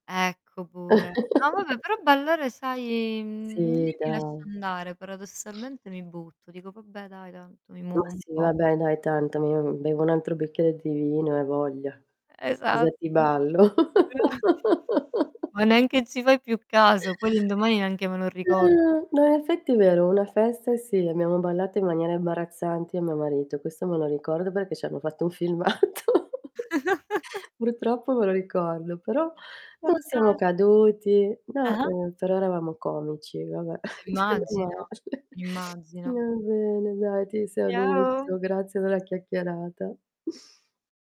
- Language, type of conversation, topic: Italian, unstructured, Qual è stato il momento più divertente che hai vissuto durante una festa di compleanno?
- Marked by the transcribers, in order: static; distorted speech; chuckle; tapping; other background noise; laughing while speaking: "Esatto"; chuckle; drawn out: "Eh"; chuckle; laughing while speaking: "un filmato"; chuckle; chuckle; laughing while speaking: "Menomale"